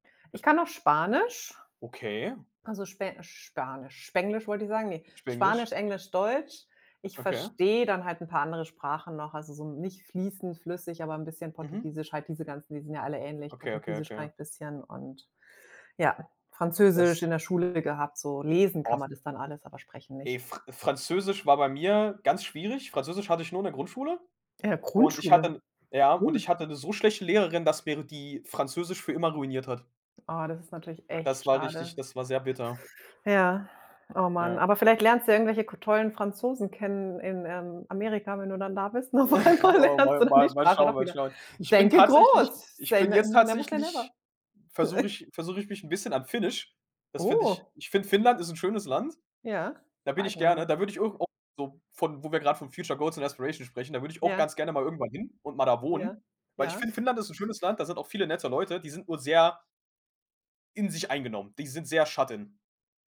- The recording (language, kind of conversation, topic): German, unstructured, Was ist dein größtes Ziel, das du in den nächsten fünf Jahren erreichen möchtest?
- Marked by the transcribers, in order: other background noise; snort; laughing while speaking: "und auf einmal lernst du dann die"; in English: "Say ne never say never"; other noise; surprised: "Oh"; in English: "Future Goals"; put-on voice: "Inspiration"; in English: "shut in"